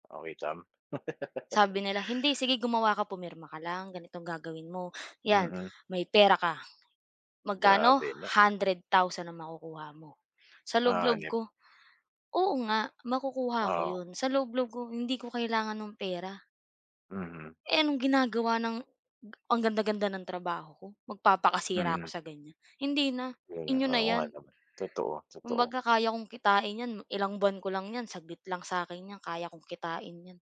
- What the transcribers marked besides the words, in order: tapping; laugh; other background noise
- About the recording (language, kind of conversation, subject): Filipino, unstructured, Ano ang epekto ng korupsiyon sa pamahalaan sa ating bansa?